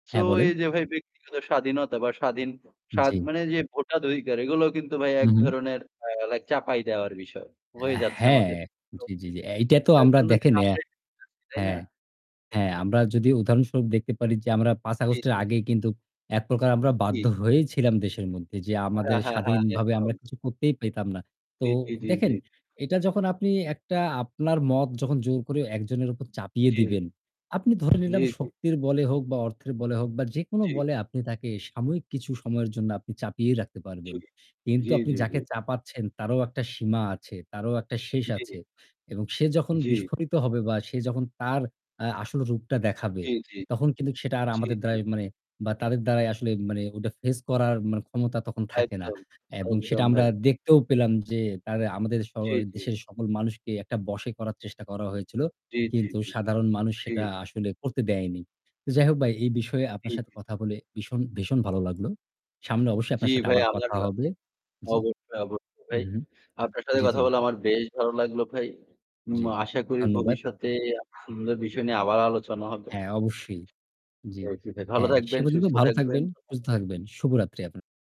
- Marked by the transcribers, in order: distorted speech; "চাপাই" said as "চাপিয়ে"; unintelligible speech; unintelligible speech; unintelligible speech; unintelligible speech
- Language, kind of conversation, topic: Bengali, unstructured, আপনি কি মনে করেন, অন্যকে নিজের মত মানাতে বাধ্য করা উচিত?